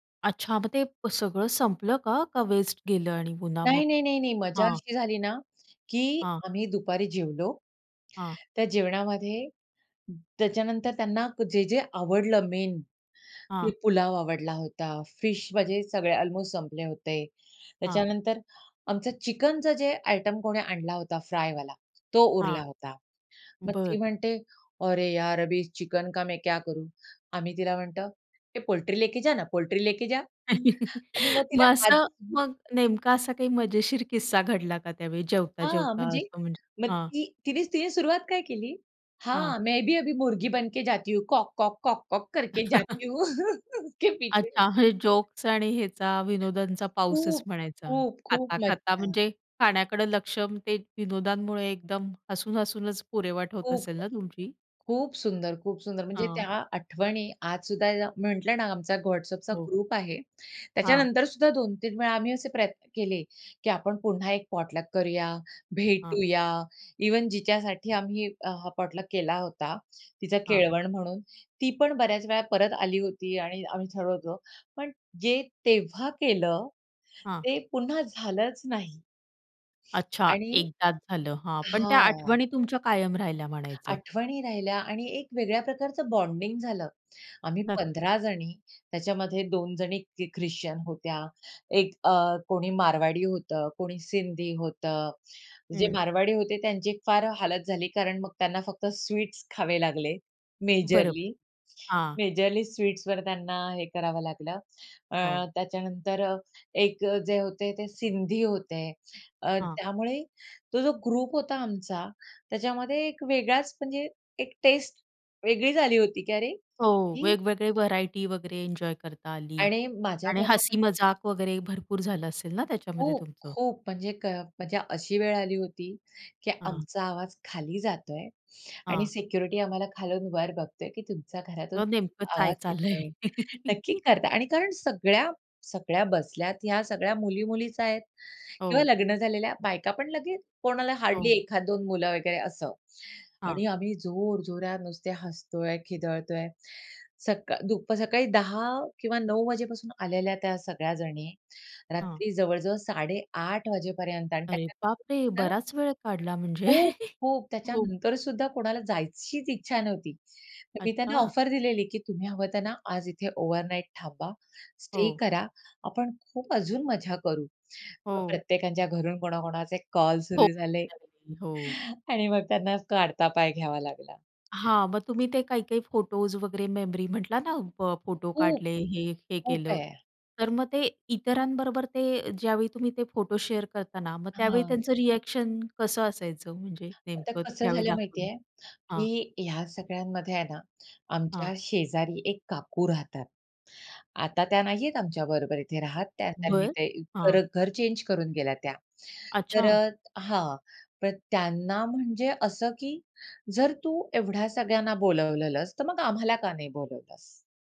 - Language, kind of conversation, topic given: Marathi, podcast, एकत्र जेवण किंवा पोटलकमध्ये घडलेला कोणता मजेशीर किस्सा तुम्हाला आठवतो?
- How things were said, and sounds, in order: in English: "वेस्ट"; other background noise; in English: "मेन"; in Hindi: "अरे यार अभी चिकन का मैं क्या करू?"; in Hindi: "लेके जा ना"; chuckle; in Hindi: "लेके जा"; in Hindi: "हां, मैं भी अभी मुर्गी … हूँ उसके पीछे-पीछे"; put-on voice: "कॉक-कॉक, कॉक-कॉक"; chuckle; in English: "ग्रुप"; in English: "पॉटलक"; in English: "इव्हन"; in English: "पॉटलक"; sniff; tapping; in English: "बॉन्डिंग"; in English: "ग्रुप"; "काय" said as "चाय"; laugh; unintelligible speech; chuckle; in English: "ऑफर"; in English: "ओव्हरनाइट"; unintelligible speech; chuckle; in English: "शेअर"; in English: "रिएक्शन"; in English: "चेंज"